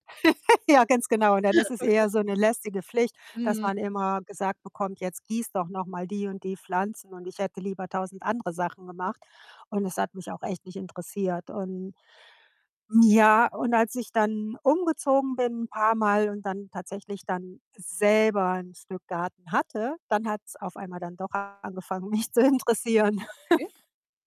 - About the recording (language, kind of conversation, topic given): German, podcast, Was fasziniert dich am Gärtnern?
- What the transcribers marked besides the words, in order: laugh; chuckle; distorted speech; laughing while speaking: "mich zu interessieren"; chuckle